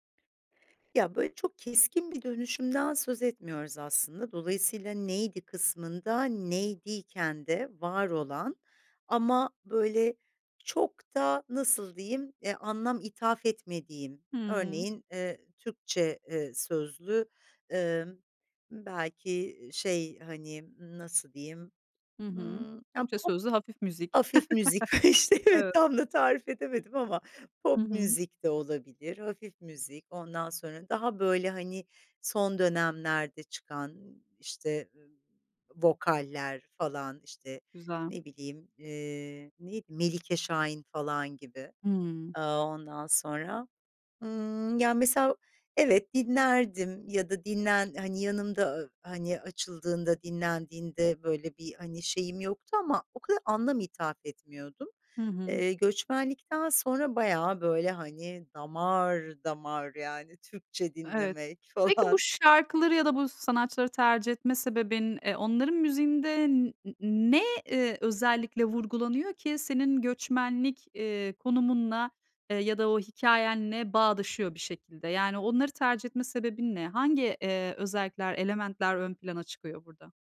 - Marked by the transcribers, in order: tapping; chuckle; laughing while speaking: "işte, evet, tam da tarif edemedim ama"; chuckle; other background noise; drawn out: "damar damar"; laughing while speaking: "falan"
- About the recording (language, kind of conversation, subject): Turkish, podcast, Zor bir dönem yaşadığında müzik zevkin değişti mi?